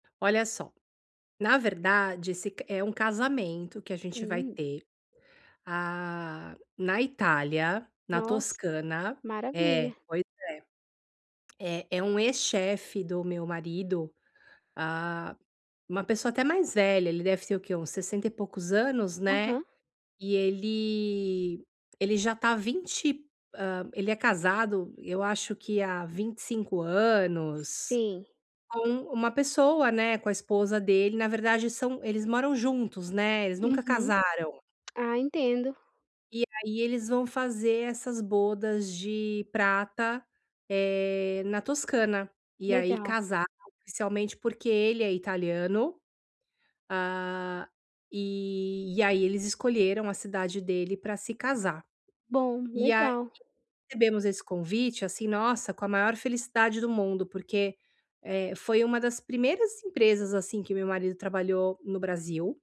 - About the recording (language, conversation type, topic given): Portuguese, advice, Como posso escolher um presente que seja realmente memorável?
- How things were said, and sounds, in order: tapping